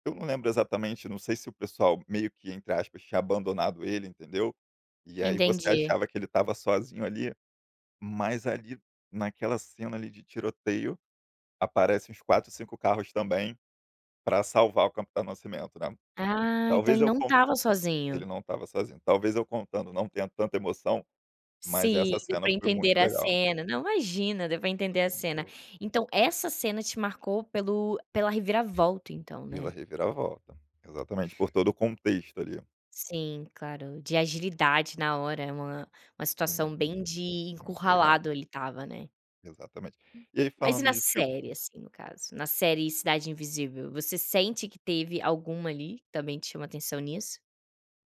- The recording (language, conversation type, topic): Portuguese, podcast, Qual série brasileira merece ser conhecida lá fora e por quê?
- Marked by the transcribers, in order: tapping